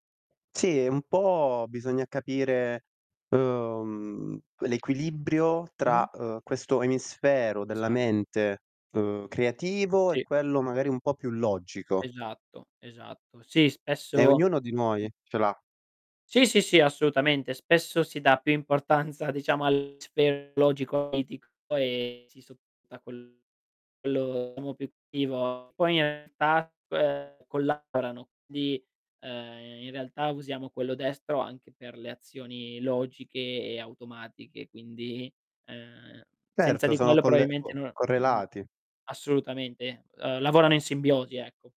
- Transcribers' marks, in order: drawn out: "uhm"; distorted speech; tapping; laughing while speaking: "importanza"; other background noise
- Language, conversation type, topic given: Italian, podcast, Come trovi il tempo per creare in mezzo agli impegni quotidiani?